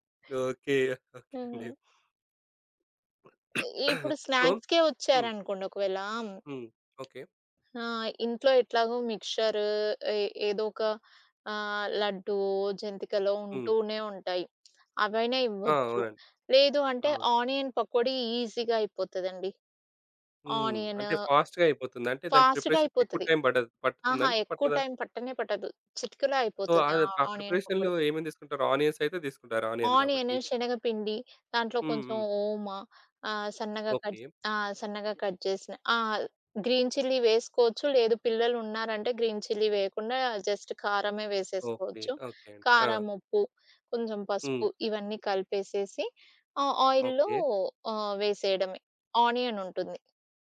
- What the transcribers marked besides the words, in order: chuckle; other background noise; throat clearing; in English: "సో"; in English: "స్నాక్స్‌కే"; tapping; in English: "ఆనియన్"; in English: "ఈజీగా"; in English: "ఫాస్ట్‌గా"; in English: "ఫాస్ట్‌గా"; in English: "ఆనియన్"; in English: "సో"; in English: "ప్రిపరేషన్‌లో"; in English: "ఆనియన్స్"; in English: "ఆనియన్"; in English: "కట్"; in English: "కట్"; in English: "గ్రీన్ చిల్లీ"; in English: "గ్రీన్ చిల్లీ"; in English: "జస్ట్"; in English: "ఆయిల్‌లో"
- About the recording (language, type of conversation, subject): Telugu, podcast, ఒక చిన్న బడ్జెట్‌లో పెద్ద విందు వంటకాలను ఎలా ప్రణాళిక చేస్తారు?